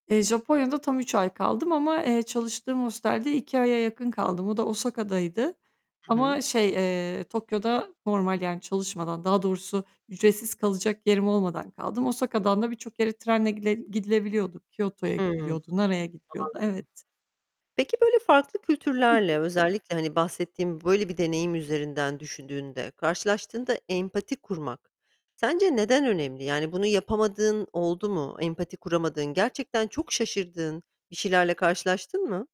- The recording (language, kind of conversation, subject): Turkish, podcast, Seyahatlerde empati kurmayı nasıl öğrendin?
- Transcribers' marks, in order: other background noise; distorted speech